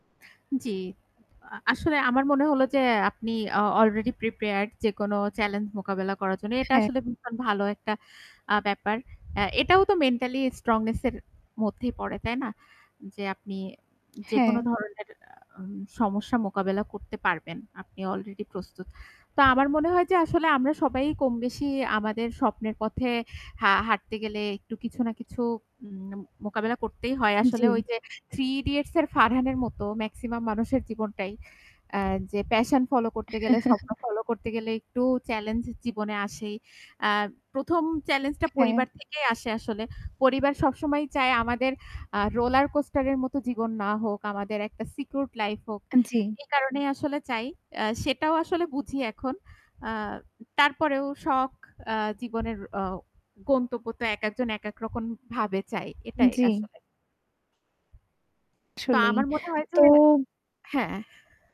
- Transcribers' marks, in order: static; other background noise; distorted speech; tapping; chuckle
- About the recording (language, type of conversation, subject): Bengali, unstructured, আপনি ভবিষ্যতে কী ধরনের জীবনযাপন করতে চান?